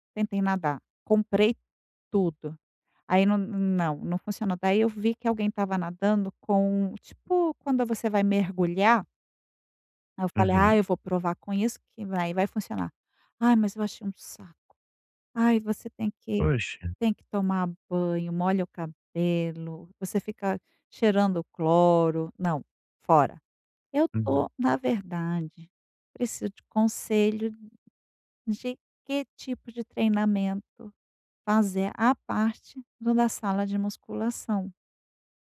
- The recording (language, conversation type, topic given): Portuguese, advice, Como posso variar minha rotina de treino quando estou entediado(a) com ela?
- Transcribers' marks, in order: none